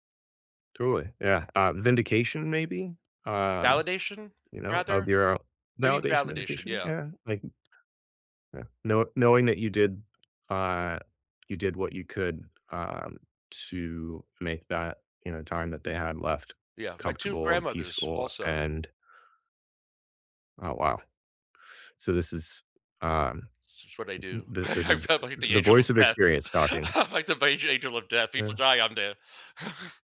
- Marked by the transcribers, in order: "Totally" said as "tooey"; laugh; laughing while speaking: "I'm probably"; laugh; chuckle
- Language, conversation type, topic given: English, unstructured, What helps people cope with losing someone close?
- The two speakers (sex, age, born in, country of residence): male, 40-44, United States, United States; male, 50-54, United States, United States